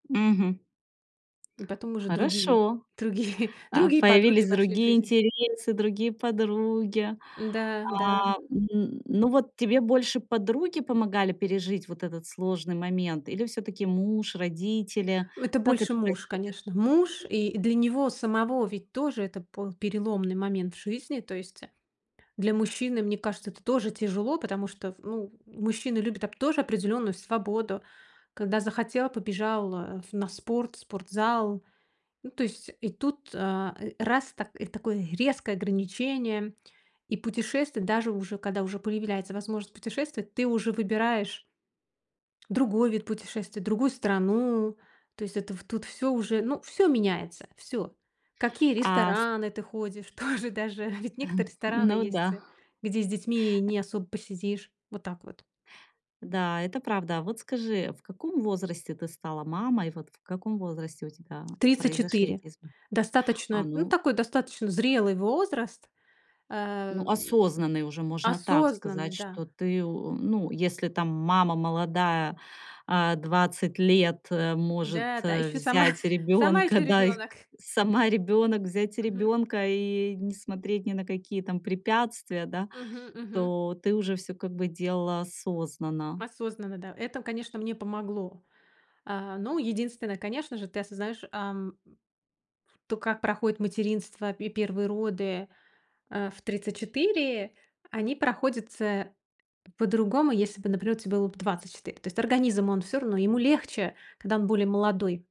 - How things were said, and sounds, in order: tapping; laughing while speaking: "другие"; other background noise; other noise; laughing while speaking: "тоже даже"; chuckle; laughing while speaking: "сама"
- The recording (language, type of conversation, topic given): Russian, podcast, В какой момент в твоей жизни произошли сильные перемены?